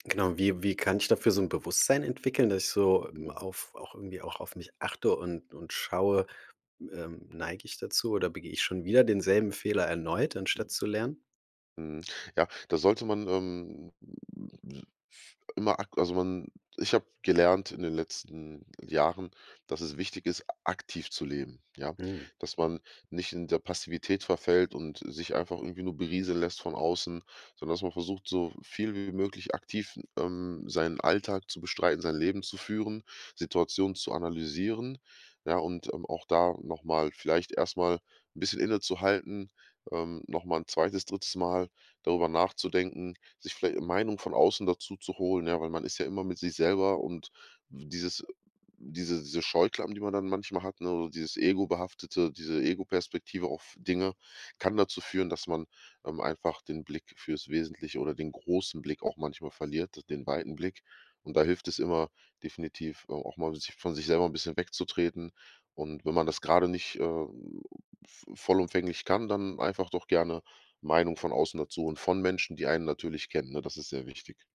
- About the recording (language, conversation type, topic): German, podcast, Was hilft dir, aus einem Fehler eine Lektion zu machen?
- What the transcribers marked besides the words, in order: other noise; stressed: "aktiv"